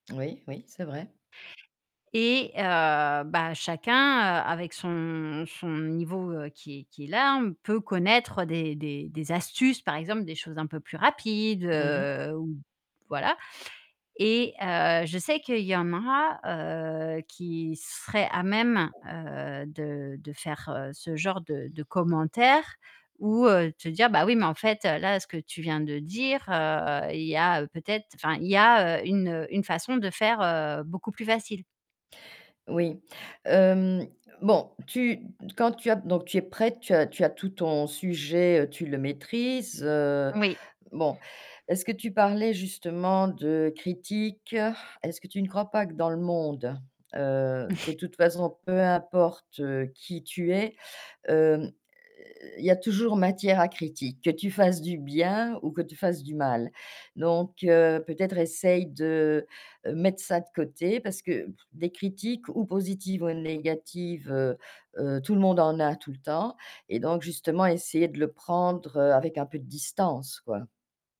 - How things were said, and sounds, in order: other background noise; chuckle
- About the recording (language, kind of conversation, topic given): French, advice, Comment se manifeste ton anxiété avant une présentation ou une prise de parole en public ?